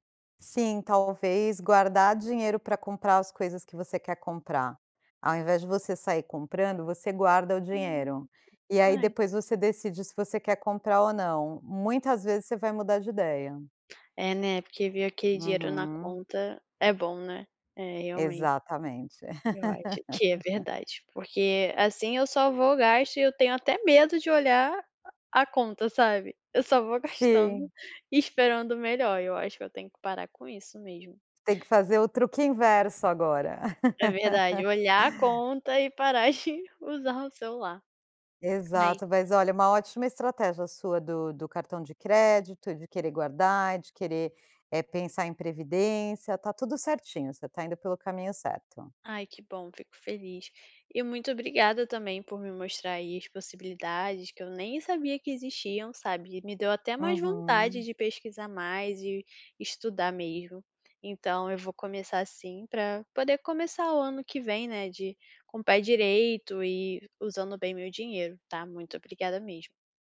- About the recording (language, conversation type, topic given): Portuguese, advice, Como posso controlar minhas assinaturas e reduzir meus gastos mensais?
- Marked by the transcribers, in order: laugh; laugh